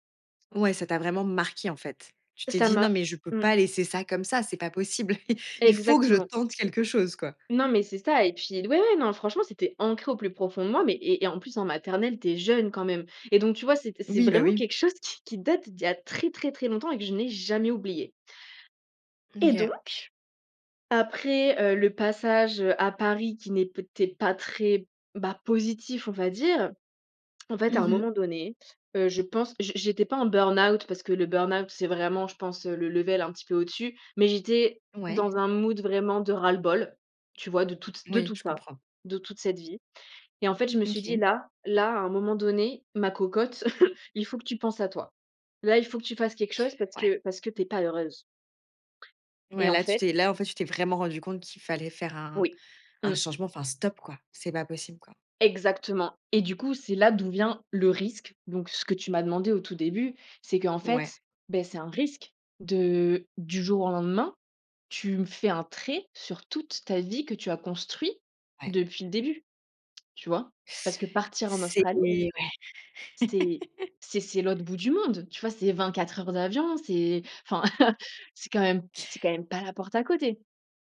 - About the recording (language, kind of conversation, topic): French, podcast, Quand as-tu pris un risque qui a fini par payer ?
- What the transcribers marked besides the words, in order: other background noise; stressed: "marquée"; chuckle; stressed: "jamais"; in English: "level"; in English: "mood"; chuckle; laugh; chuckle